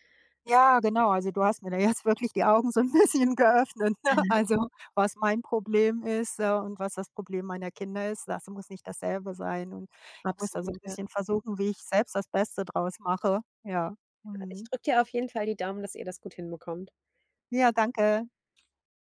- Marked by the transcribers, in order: other background noise; laughing while speaking: "bisschen geöffnet, ne"; unintelligible speech
- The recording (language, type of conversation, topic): German, advice, Warum fällt es mir schwer, Aufgaben zu delegieren, und warum will ich alles selbst kontrollieren?